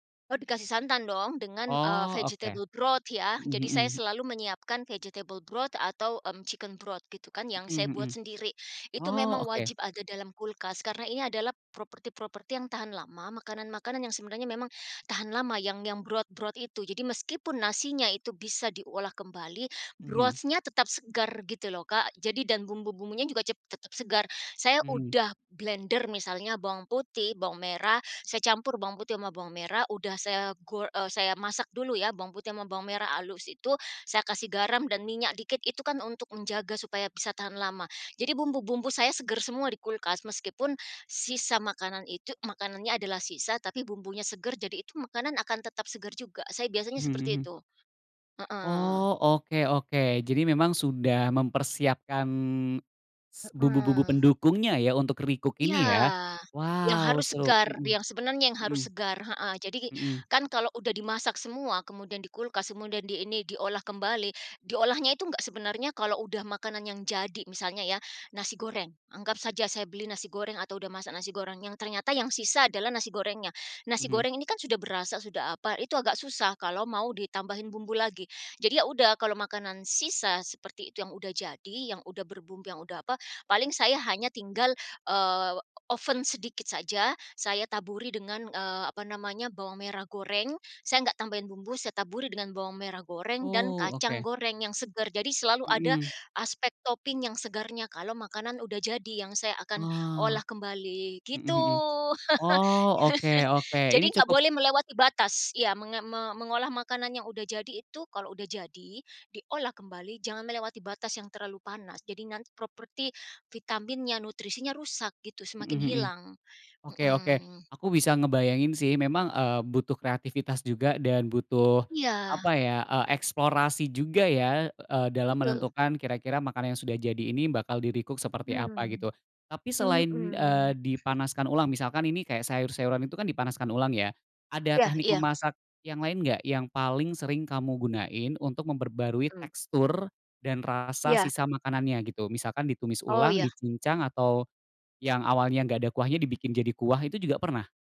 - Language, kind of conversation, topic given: Indonesian, podcast, Apa rahasia Anda mengolah sisa makanan menjadi hidangan yang enak?
- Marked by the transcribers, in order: in English: "vegetable broth"; in English: "vegetable broth"; in English: "chicken broth"; in English: "broth-broth"; in English: "broth-nya"; in English: "recook"; in English: "topping"; laugh; in English: "di-recook"; tapping